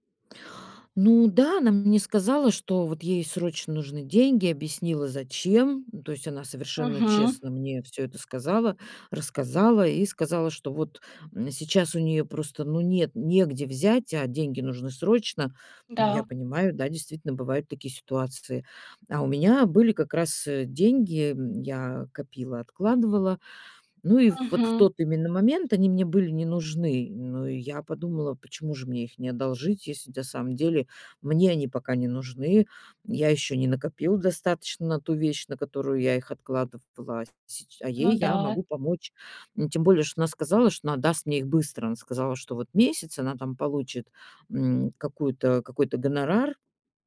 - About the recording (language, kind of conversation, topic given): Russian, advice, Как начать разговор о деньгах с близкими, если мне это неудобно?
- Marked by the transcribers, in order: other background noise; background speech; tapping